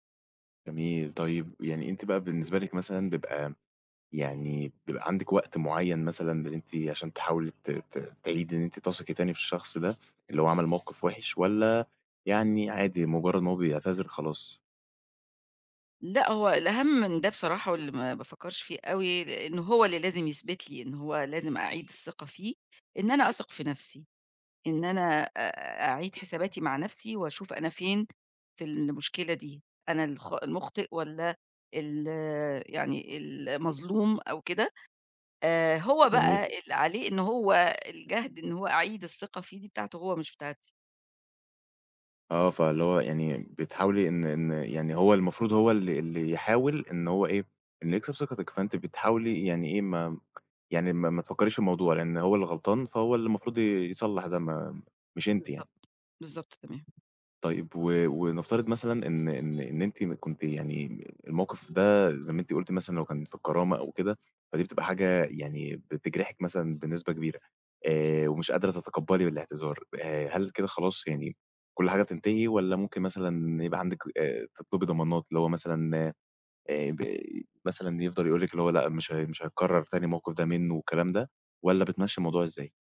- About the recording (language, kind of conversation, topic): Arabic, podcast, إيه الطرق البسيطة لإعادة بناء الثقة بعد ما يحصل خطأ؟
- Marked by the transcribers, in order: horn; unintelligible speech